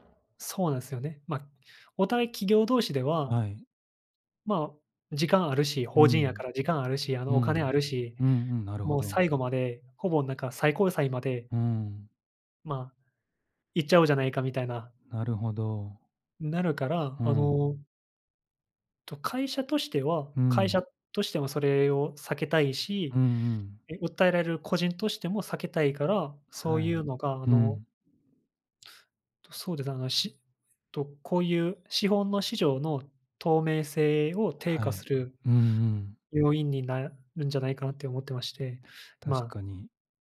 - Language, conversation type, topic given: Japanese, unstructured, 政府の役割はどこまであるべきだと思いますか？
- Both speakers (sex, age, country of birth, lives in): male, 25-29, South Korea, Japan; male, 45-49, Japan, Japan
- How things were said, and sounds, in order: other background noise; lip smack